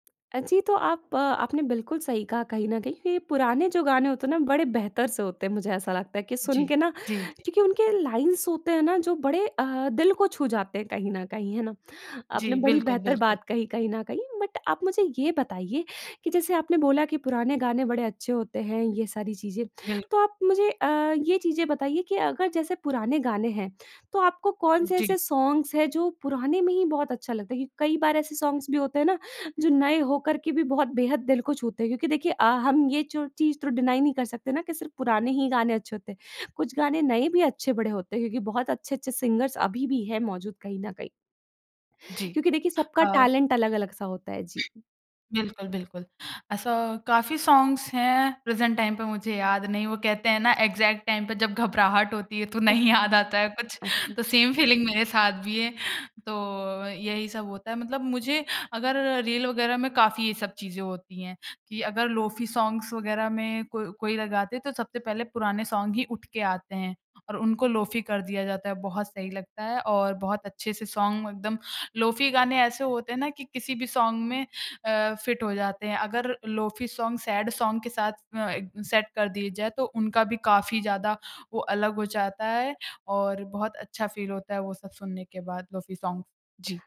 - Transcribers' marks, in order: in English: "बट"; in English: "सॉन्ग्स"; in English: "सॉन्ग्स"; in English: "डिनाई"; in English: "सिंगर्स"; in English: "टैलेंट"; in English: "सॉन्ग्स"; in English: "प्रेजेंट टाइम"; in English: "एक्ज़ैक्ट टाइम"; cough; laughing while speaking: "तो नहीं याद आता है … साथ भी है"; in English: "सेम फीलिंग"; in English: "सॉन्ग्स"; in English: "सॉन्ग"; in English: "सॉन्ग"; in English: "सॉन्ग"; in English: "फिट"; in English: "सॉन्ग सैड सॉन्ग"; in English: "फील"; in English: "सॉन्ग्स"
- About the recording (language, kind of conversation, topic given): Hindi, podcast, तुम्हारे लिए कौन सा गाना बचपन की याद दिलाता है?